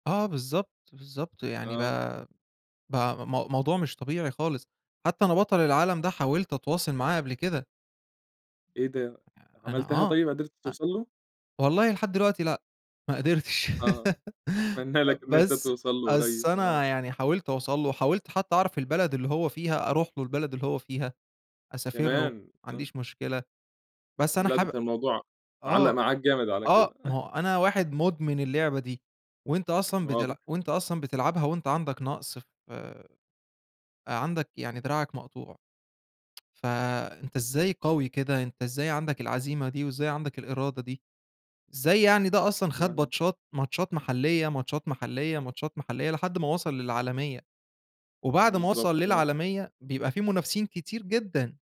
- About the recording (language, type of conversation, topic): Arabic, podcast, إيه أحلى ذكرى عندك مرتبطة بهواية بتحبّها؟
- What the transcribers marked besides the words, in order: laugh; laughing while speaking: "أتمنّى لك"; tapping; unintelligible speech